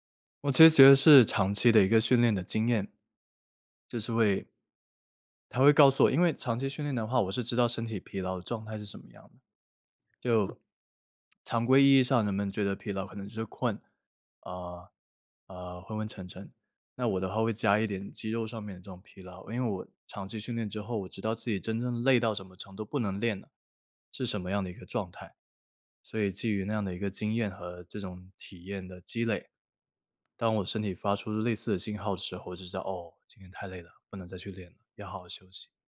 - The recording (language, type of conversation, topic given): Chinese, podcast, 你能跟我分享一次你听从身体直觉的经历吗？
- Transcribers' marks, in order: lip smack